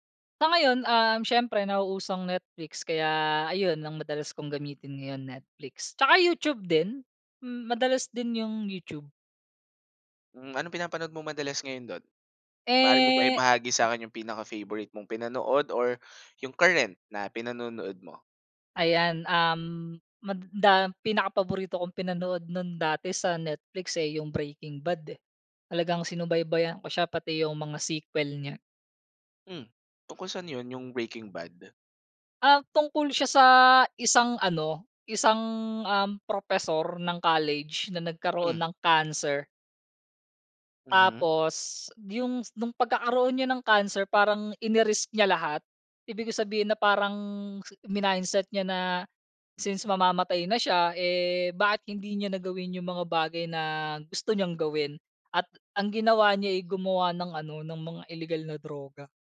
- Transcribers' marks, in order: other background noise; in English: "current"; wind; in English: "sequel"; in English: "ini-risk"
- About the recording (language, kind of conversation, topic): Filipino, podcast, Paano nagbago ang panonood mo ng telebisyon dahil sa mga serbisyong panonood sa internet?